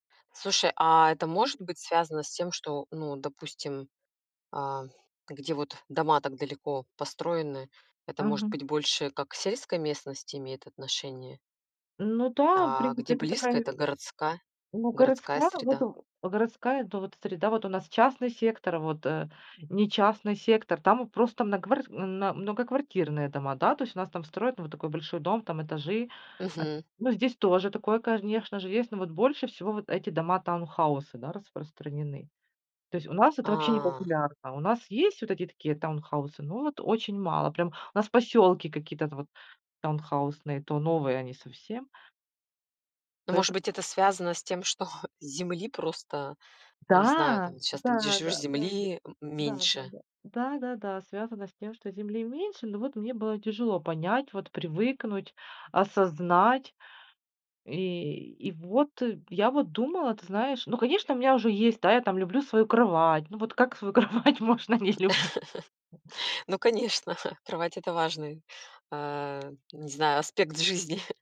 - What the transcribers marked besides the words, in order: "конечно" said as "кажнешно"; chuckle; other background noise; tapping; laughing while speaking: "свою кровать можно не люби"; chuckle; laughing while speaking: "конечно"; chuckle
- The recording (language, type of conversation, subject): Russian, podcast, Как переезд повлиял на твоё ощущение дома?
- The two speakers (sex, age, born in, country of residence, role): female, 40-44, Russia, United States, host; female, 40-44, Ukraine, Mexico, guest